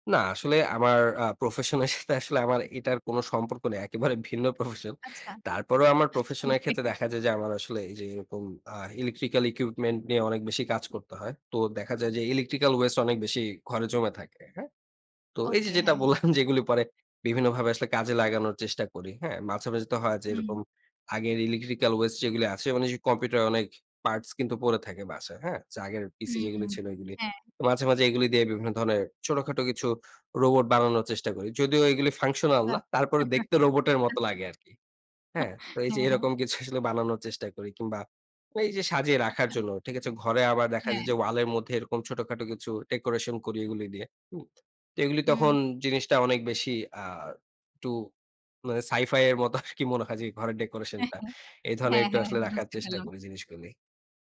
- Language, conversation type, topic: Bengali, podcast, ব্যবহৃত জিনিসপত্র আপনি কীভাবে আবার কাজে লাগান, আর আপনার কৌশলগুলো কী?
- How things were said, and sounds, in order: laughing while speaking: "এর সাথে"; laughing while speaking: "প্রফেশন"; laughing while speaking: "আচ্ছা। ওকে"; laughing while speaking: "বললাম"; laughing while speaking: "আচ্ছা, আচ্ছা। হ্যাঁ, হ্যাঁ"; laughing while speaking: "কিছু"; other background noise; laughing while speaking: "আরকি"